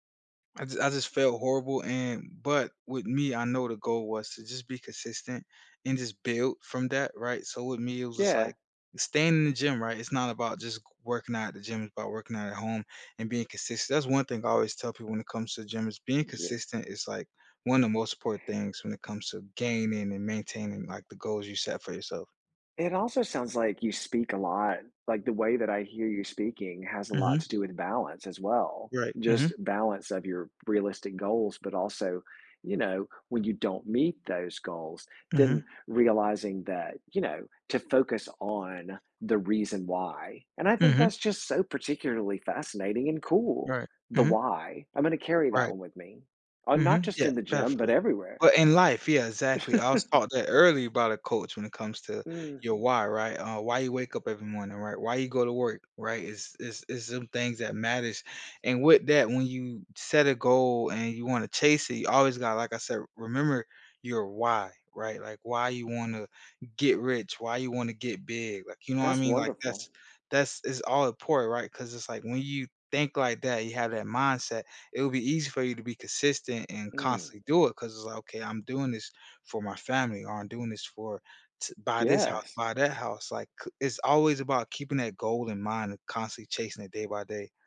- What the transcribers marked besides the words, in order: chuckle
- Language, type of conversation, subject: English, podcast, What are some effective ways to build a lasting fitness habit as a beginner?